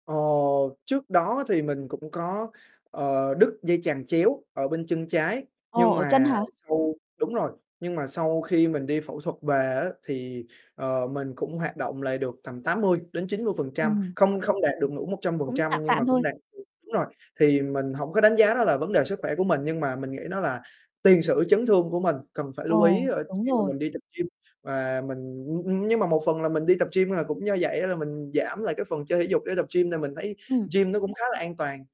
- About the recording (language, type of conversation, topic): Vietnamese, advice, Lần đầu đi tập gym, tôi nên bắt đầu tập những gì?
- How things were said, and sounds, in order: distorted speech; tapping